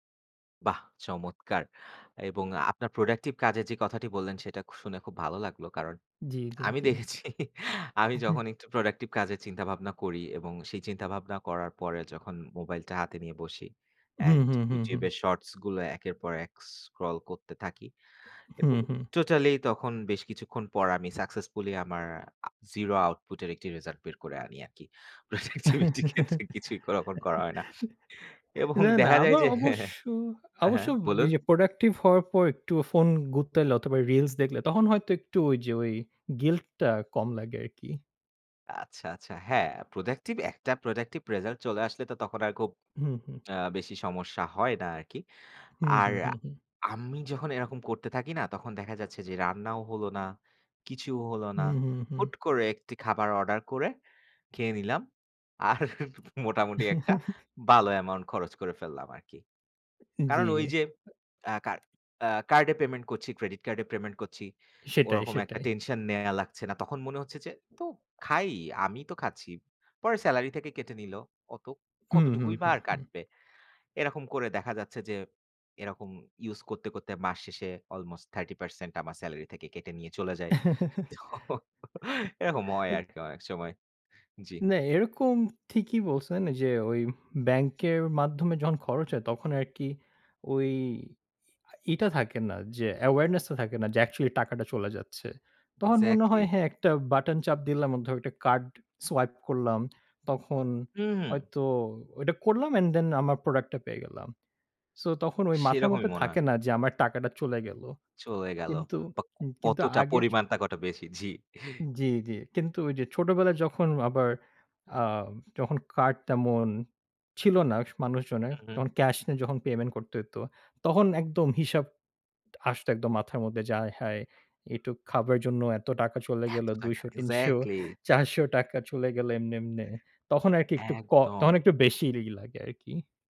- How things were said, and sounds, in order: laughing while speaking: "দেখেছি"; laughing while speaking: "প্রোডাক্টিভিটি ক্ষেত্রে"; laugh; chuckle; scoff; chuckle; in English: "amount"; in English: "credit"; in English: "almost"; chuckle; laughing while speaking: "তো এরকম হয় আরকি অনেক সময়"; in English: "awareness"; unintelligible speech; in English: "swipe"; in English: "and then"; laughing while speaking: "তিনশো, চারশো টাকা"
- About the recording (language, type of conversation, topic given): Bengali, unstructured, ব্যাংকের বিভিন্ন খরচ সম্পর্কে আপনার মতামত কী?